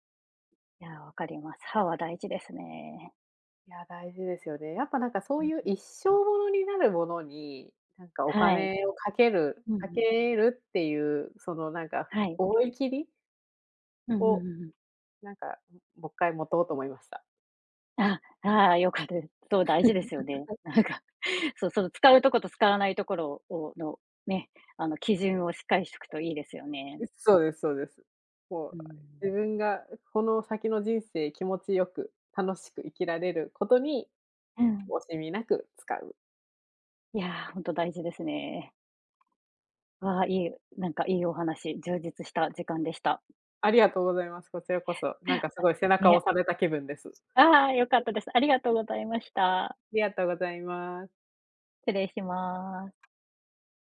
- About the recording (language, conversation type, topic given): Japanese, unstructured, お金の使い方で大切にしていることは何ですか？
- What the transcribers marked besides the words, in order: other background noise; laugh; laughing while speaking: "なんか"